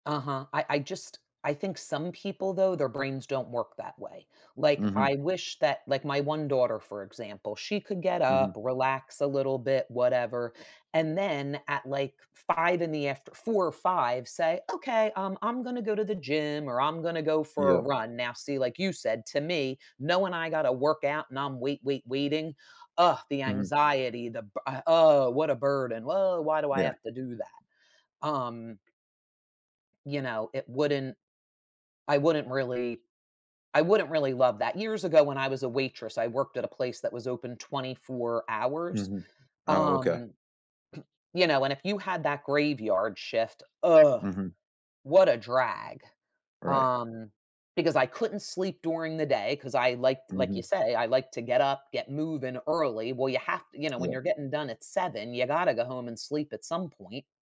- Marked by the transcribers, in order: other noise
- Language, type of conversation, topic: English, unstructured, What factors affect your productivity at different times of day?
- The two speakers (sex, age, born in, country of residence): female, 55-59, United States, United States; male, 35-39, United States, United States